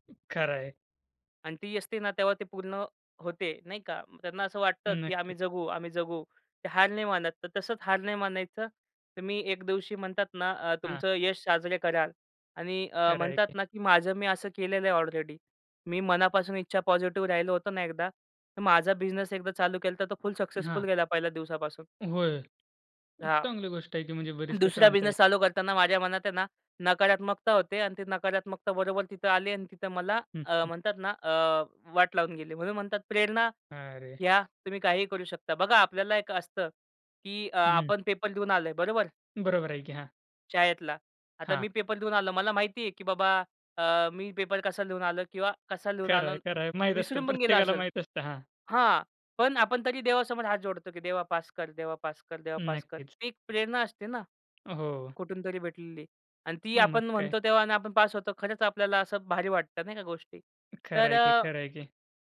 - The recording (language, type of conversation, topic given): Marathi, podcast, तुम्हाला स्वप्ने साध्य करण्याची प्रेरणा कुठून मिळते?
- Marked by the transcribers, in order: other background noise; tapping; laughing while speaking: "खरंय, खरंय, माहीत असतं. प्रत्येकाला माहीत असतं"